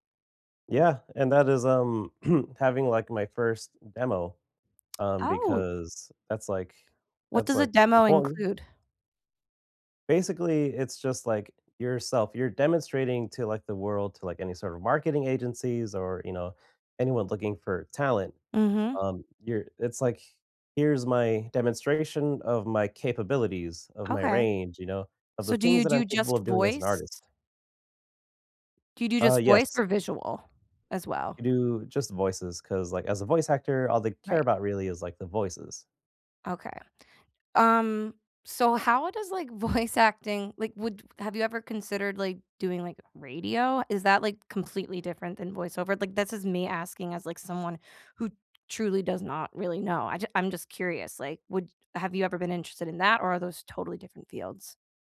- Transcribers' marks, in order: throat clearing; laughing while speaking: "voice"
- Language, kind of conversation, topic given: English, unstructured, What’s a goal that makes you feel happy just thinking about it?
- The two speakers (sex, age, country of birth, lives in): female, 35-39, United States, United States; male, 30-34, United States, United States